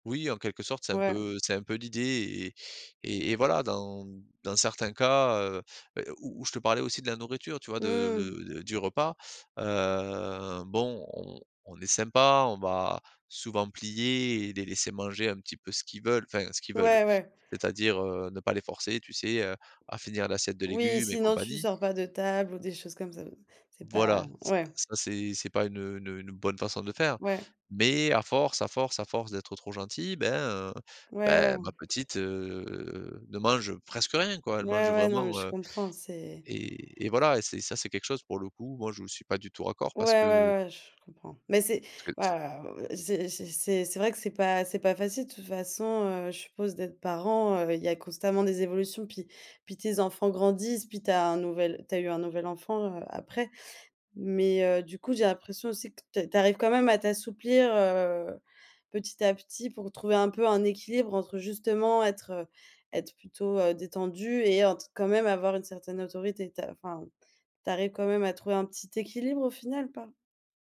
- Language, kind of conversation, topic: French, advice, Comment pouvons-nous résoudre nos désaccords sur l’éducation et les règles à fixer pour nos enfants ?
- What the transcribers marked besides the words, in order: tapping; drawn out: "heu"